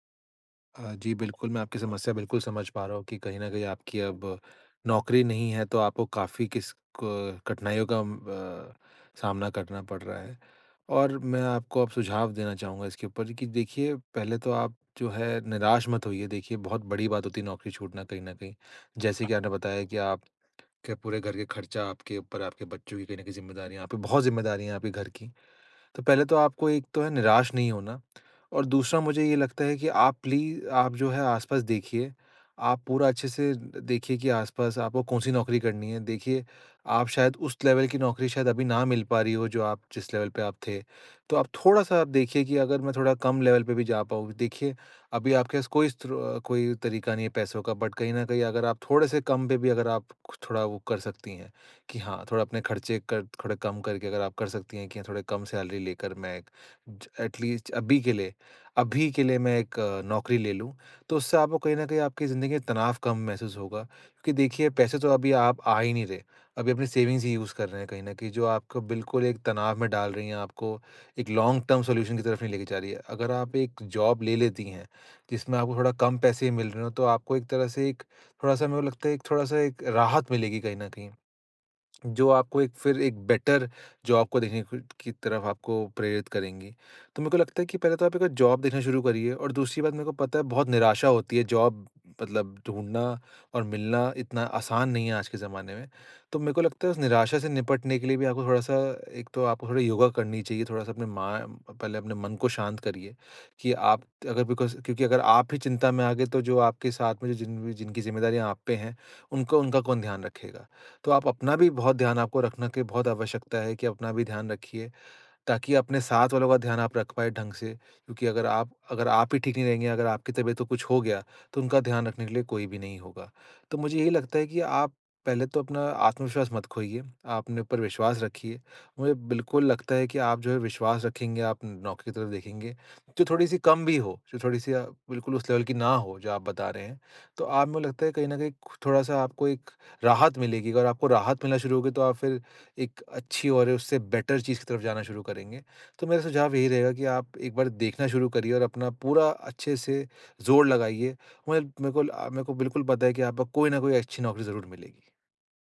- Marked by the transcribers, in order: tapping; in English: "लेवल"; in English: "लेवल"; in English: "लेवल"; in English: "बट"; in English: "सैलरी"; in English: "एटलीस्ज"; "एटलीस्ट" said as "एटलीस्ज"; in English: "सेविंग्स"; in English: "यूज़"; in English: "लॉन्ग टर्म सॉल्यूशन"; in English: "जॉब"; in English: "बेटर जॉब"; in English: "जॉब"; in English: "जॉब"; in English: "बिकॉज़"; in English: "लेवल"; in English: "बेटर"; unintelligible speech
- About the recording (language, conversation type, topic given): Hindi, advice, नौकरी छूटने के बाद भविष्य की अनिश्चितता के बारे में आप क्या महसूस कर रहे हैं?